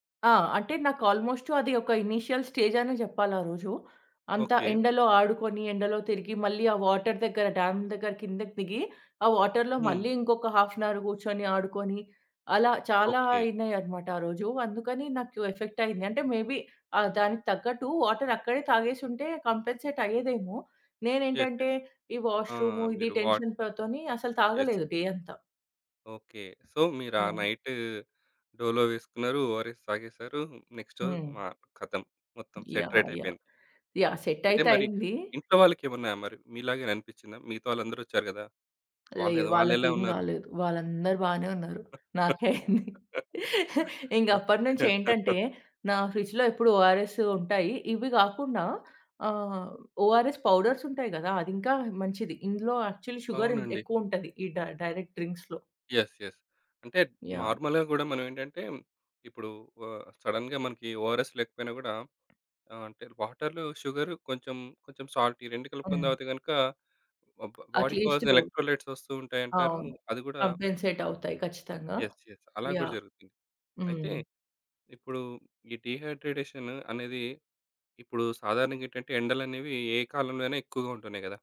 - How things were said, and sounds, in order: in English: "ఇనీషియల్"; in English: "వాటర్"; in English: "డ్యామ్"; in English: "వాటర్‌లో"; in English: "హాఫ్ అన్ అవర్"; in English: "మేబీ"; in English: "వాటర్"; in English: "కాంపెన్సేట్"; in English: "యెస్. యెస్"; other background noise; in English: "టెన్షన్"; in English: "యెస్"; in English: "డే"; in English: "సో"; tapping; in English: "నైట్ డోలో"; in English: "ఒ‌ఆర్‌ఎస్"; in English: "నెక్స్ట్"; in English: "సెట్‌రైట్"; in English: "సెట్"; laugh; laughing while speaking: "అయ్యింది"; in English: "ఫ్రిడ్జ్‌లో"; in English: "ఒ‌ఆర్‌ఎస్"; in English: "యాక్చువల్లీ షుగరిన్"; in English: "డై డైరెక్ట్ డ్రింక్స్‌లో"; in English: "యెస్. యెస్"; in English: "నార్మల్‌గా"; in English: "సడెన్‌గా"; in English: "ఒ‌ఆర్‌ఎస్"; in English: "వాటర్‌లో షుగర్"; in English: "సాల్ట్"; in English: "బ బ బాడీ కాజ్ ఎలక్ట్రోలైట్స్"; in English: "కాంపెన్సేట్"; in English: "యెస్. యెస్"; in English: "డీహైడ్రేడేషన్"
- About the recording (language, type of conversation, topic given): Telugu, podcast, హైడ్రేషన్ తగ్గినప్పుడు మీ శరీరం చూపించే సంకేతాలను మీరు గుర్తించగలరా?